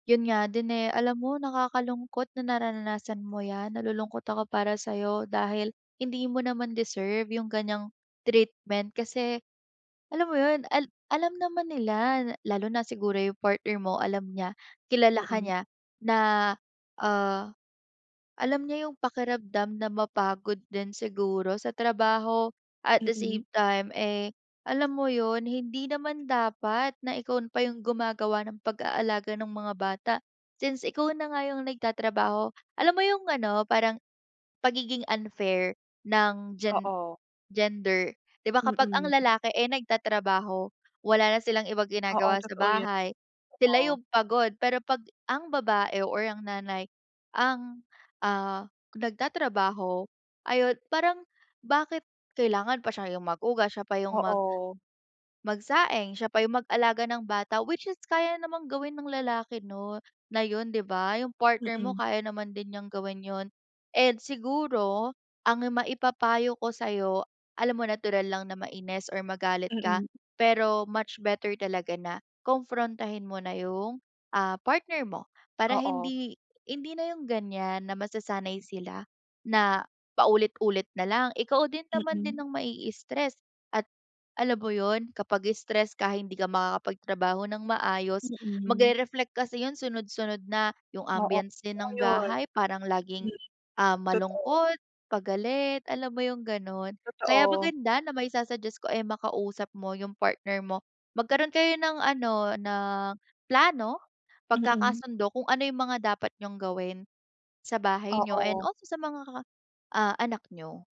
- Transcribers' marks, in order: in English: "ambiance"
- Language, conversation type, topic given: Filipino, advice, Bakit madali akong mainis at umiwas sa pamilya kapag sobra ang pagod ko?